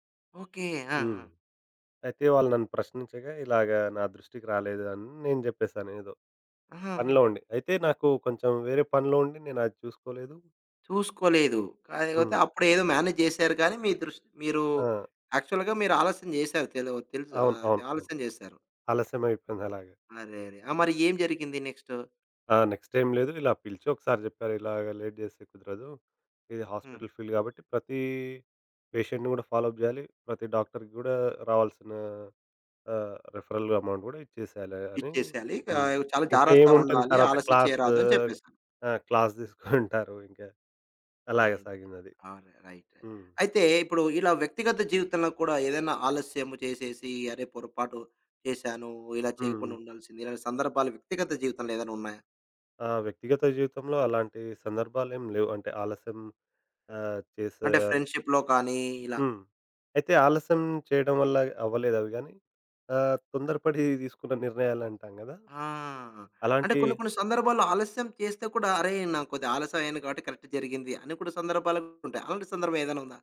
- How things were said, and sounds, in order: in English: "మేనేజ్"; in English: "యాక్చువల్‌గా"; in English: "నెక్స్ట్"; in English: "లేట్"; in English: "హాస్పిటల్ ఫీల్డ్"; in English: "పేషెంట్‌ని"; in English: "ఫాలో‌అప్"; in English: "రిఫరల్ అమౌంట్"; in English: "క్లాస్"; giggle; other background noise; in English: "రైట్. రె"; in English: "ఫ్రెండ్‌షిప్‌లో"; door; in English: "కరెక్ట్"
- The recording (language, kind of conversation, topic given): Telugu, podcast, ఆలస్యం చేస్తున్నవారికి మీరు ఏ సలహా ఇస్తారు?